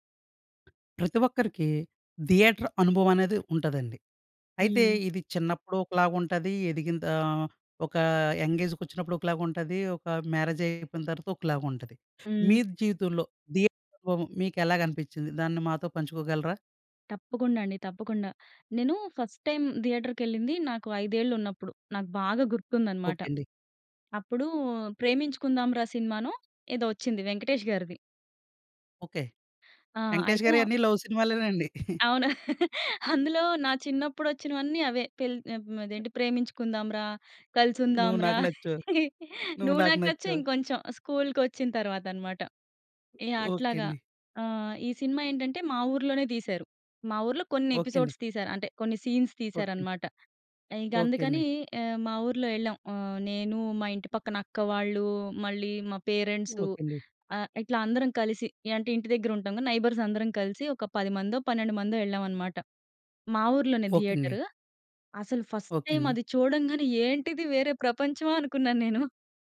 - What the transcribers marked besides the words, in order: tapping; in English: "థియేటర్"; in English: "యంగ్"; in English: "థియేటర్"; in English: "ఫస్ట్ టైం"; in English: "లవ్"; chuckle; laughing while speaking: "అవును"; chuckle; in English: "ఎపిసోడ్స్"; in English: "సీన్స్"; in English: "నైబర్స్"; in English: "ఫస్ట్ టైం"; laughing while speaking: "వేరే ప్రపంచమా? అనుకున్నాను నేను"
- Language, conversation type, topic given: Telugu, podcast, మీ మొదటి సినిమా థియేటర్ అనుభవం ఎలా ఉండేది?